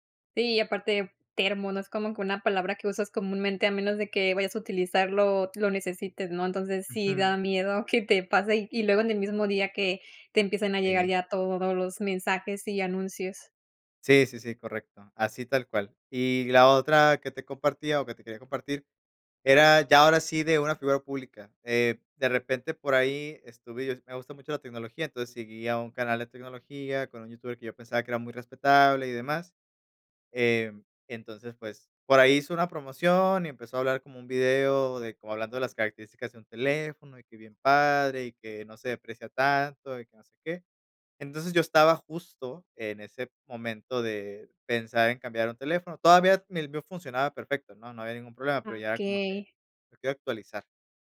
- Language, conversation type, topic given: Spanish, podcast, ¿Cómo influyen las redes sociales en lo que consumimos?
- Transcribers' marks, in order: laughing while speaking: "que te pase"